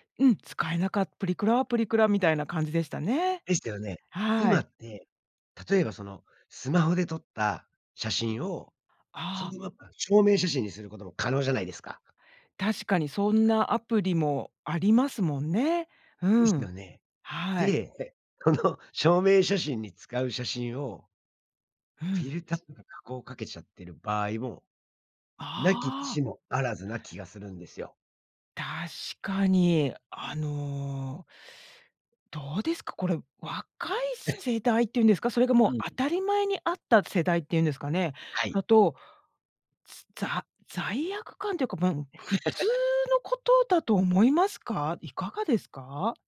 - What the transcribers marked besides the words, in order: laughing while speaking: "この"; chuckle; laugh
- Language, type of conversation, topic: Japanese, podcast, 写真加工やフィルターは私たちのアイデンティティにどのような影響を与えるのでしょうか？
- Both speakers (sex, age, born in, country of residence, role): female, 50-54, Japan, United States, host; male, 45-49, Japan, United States, guest